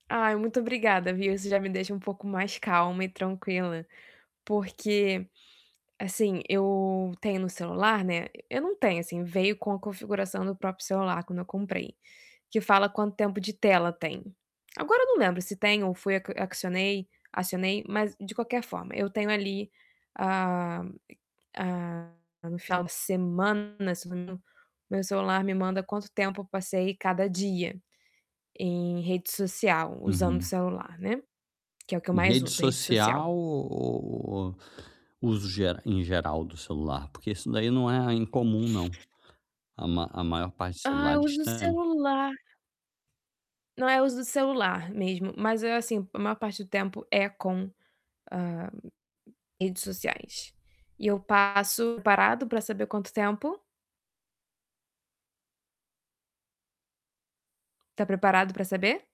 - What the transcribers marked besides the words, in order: distorted speech; tapping; other background noise
- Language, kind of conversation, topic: Portuguese, advice, Como posso reduzir aplicativos e notificações desnecessárias no meu telefone?